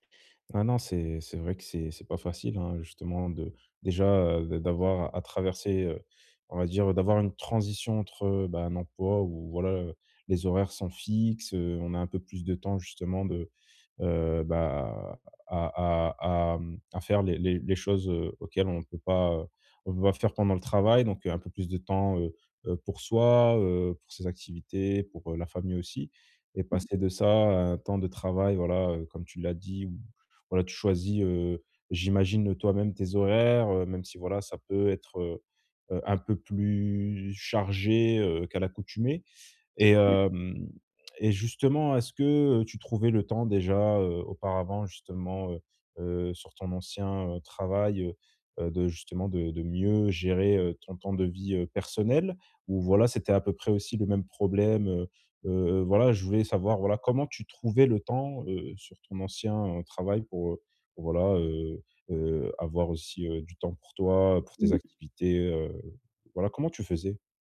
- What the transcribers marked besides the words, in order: other background noise
- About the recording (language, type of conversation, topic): French, advice, Comment puis-je mieux séparer mon temps de travail de ma vie personnelle ?